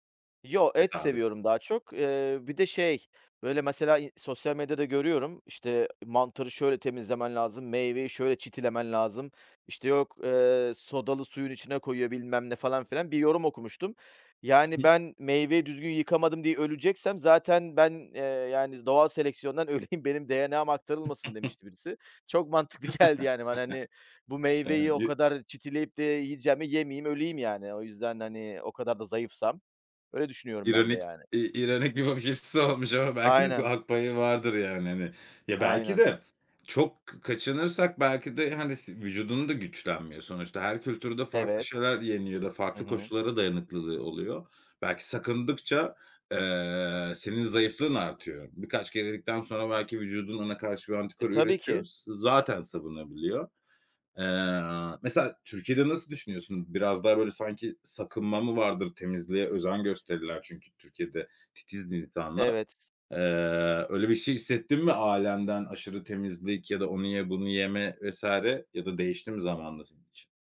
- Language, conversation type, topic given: Turkish, podcast, Sokak yemeklerinin çekiciliği sence nereden geliyor?
- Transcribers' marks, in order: chuckle; laughing while speaking: "geldi"; chuckle; unintelligible speech; other background noise